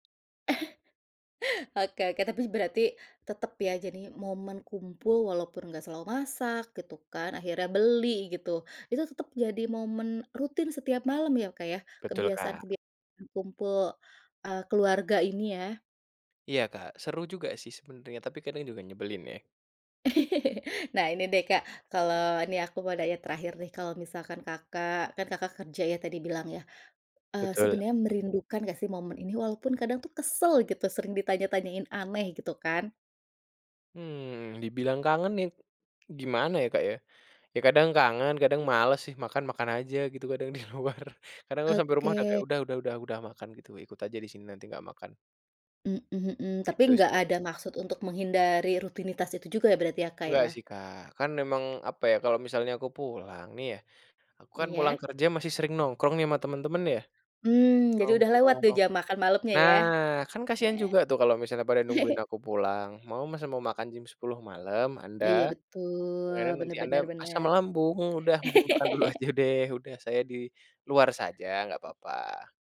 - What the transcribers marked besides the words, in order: tapping; chuckle; laugh; laughing while speaking: "luar"; other background noise; other noise; laugh; laugh
- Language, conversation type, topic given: Indonesian, podcast, Bagaimana kebiasaan keluarga kamu berkumpul saat makan malam di rumah?